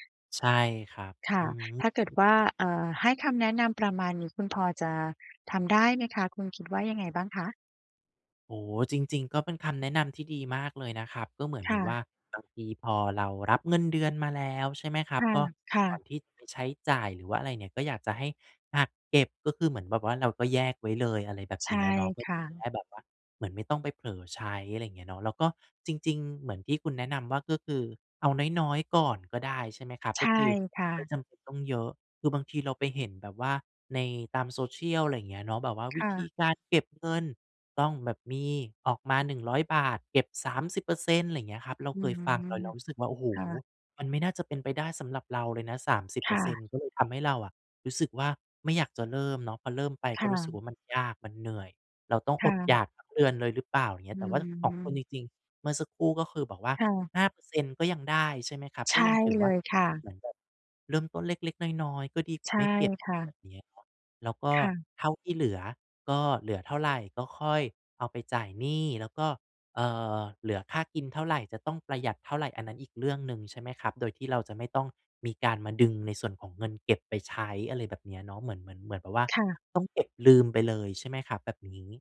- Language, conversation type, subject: Thai, advice, ฉันควรจัดการหนี้และค่าใช้จ่ายฉุกเฉินอย่างไรเมื่อรายได้ไม่พอ?
- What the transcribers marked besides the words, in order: unintelligible speech